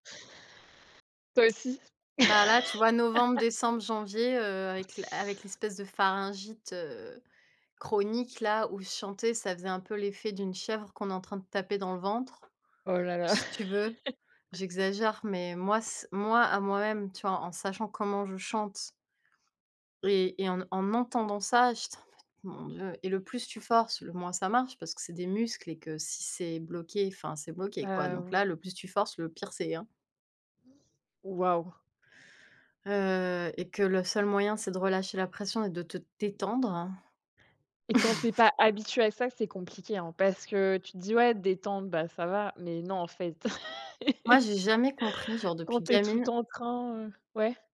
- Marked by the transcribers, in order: laugh; tapping; laugh; other background noise; chuckle; laugh
- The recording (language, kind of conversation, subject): French, unstructured, Où vous voyez-vous dans un an en matière de bien-être mental ?